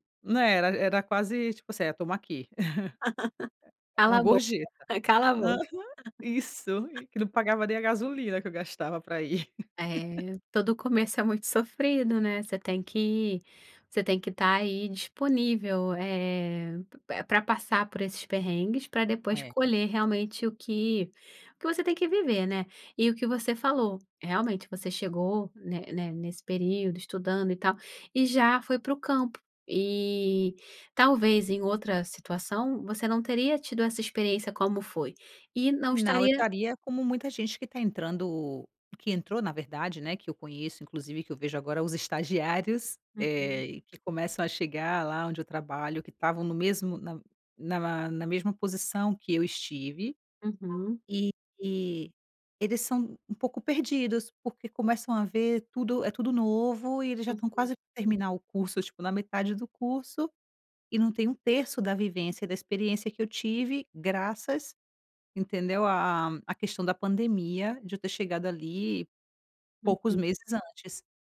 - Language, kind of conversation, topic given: Portuguese, podcast, Você já tomou alguma decisão improvisada que acabou sendo ótima?
- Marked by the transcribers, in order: laugh; chuckle; tapping; laugh; horn